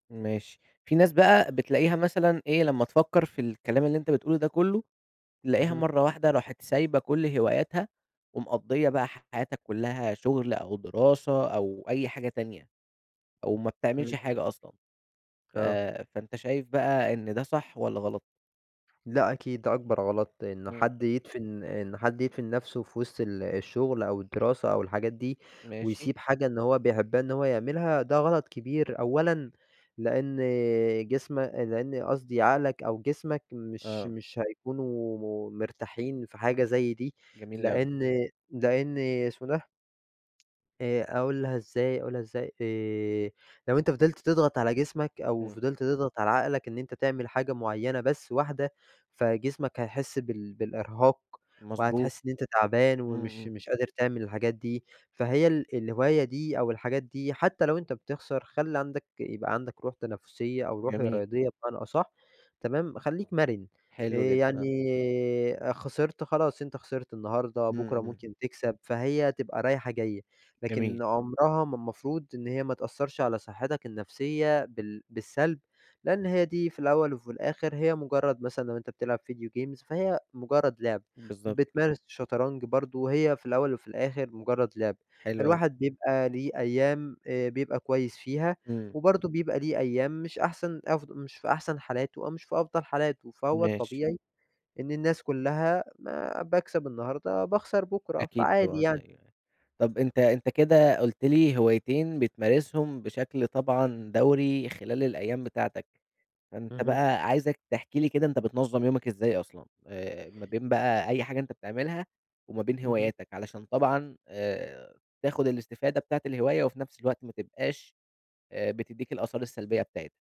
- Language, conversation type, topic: Arabic, podcast, هل الهواية بتأثر على صحتك الجسدية أو النفسية؟
- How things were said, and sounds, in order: tapping; in English: "ڤيديو جيمز"